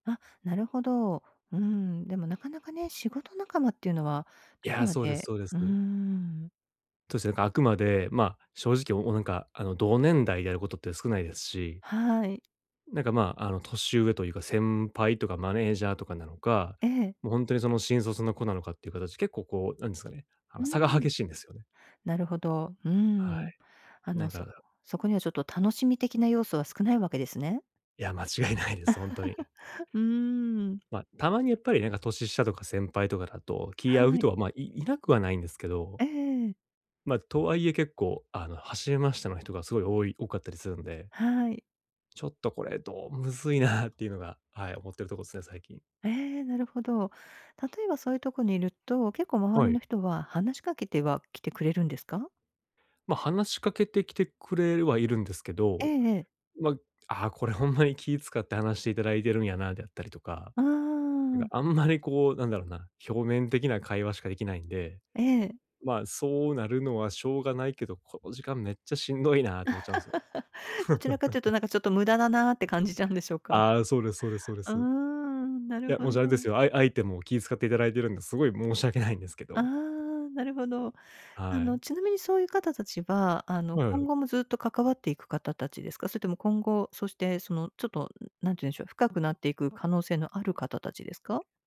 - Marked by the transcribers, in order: other background noise; laughing while speaking: "間違いないです"; chuckle; "初めまして" said as "走れました"; laugh; chuckle
- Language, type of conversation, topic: Japanese, advice, 集まりでいつも孤立してしまうのですが、どうすれば自然に交流できますか？